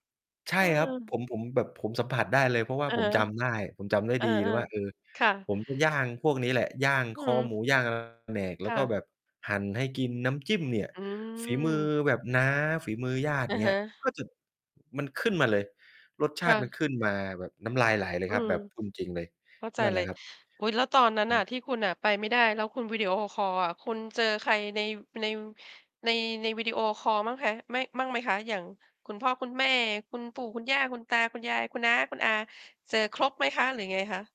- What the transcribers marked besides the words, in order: distorted speech; unintelligible speech
- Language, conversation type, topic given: Thai, podcast, คุณคิดว่าเทคโนโลยีทำให้ความสัมพันธ์ระหว่างคนใกล้กันขึ้นหรือไกลกันขึ้นมากกว่ากัน เพราะอะไร?